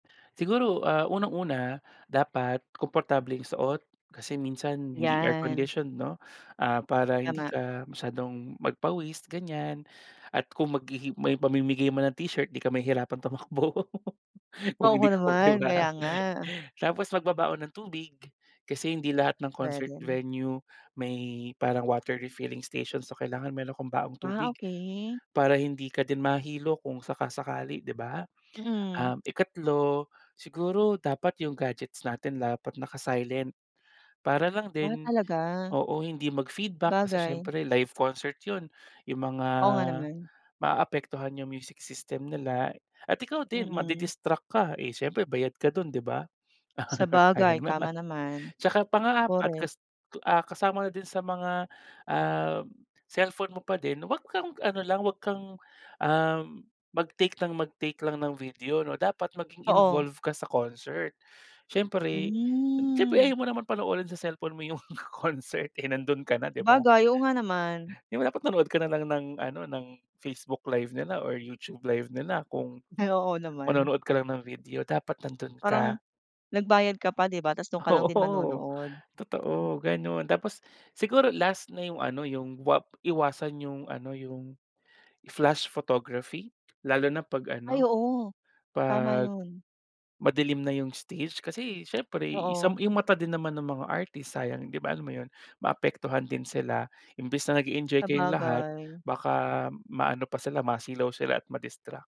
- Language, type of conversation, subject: Filipino, podcast, Ano ang unang konsiyertong napanood mo nang live, at ano ang naramdaman mo noon?
- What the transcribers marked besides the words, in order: tapping; laughing while speaking: "tumakbo, kung hindi ko 'di ba"; "Sabagay" said as "bagay"; laugh; laughing while speaking: "Sayang naman"; laughing while speaking: "'yung"; laughing while speaking: "Oo"